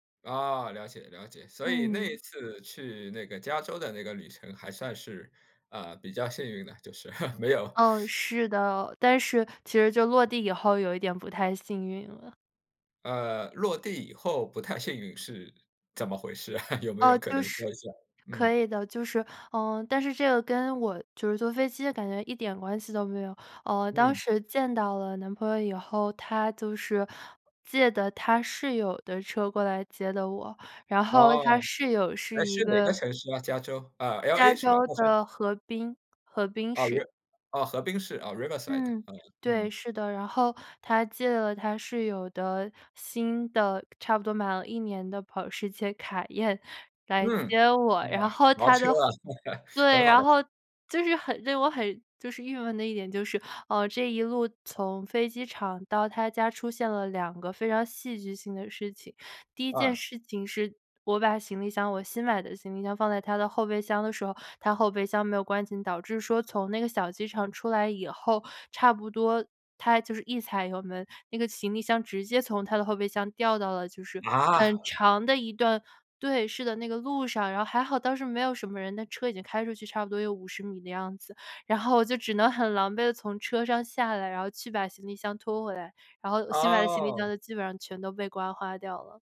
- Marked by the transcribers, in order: chuckle; other background noise; chuckle; laughing while speaking: "保时捷凯宴来接我"; chuckle; surprised: "啊？"
- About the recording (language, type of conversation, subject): Chinese, podcast, 你第一次独自旅行是什么感觉？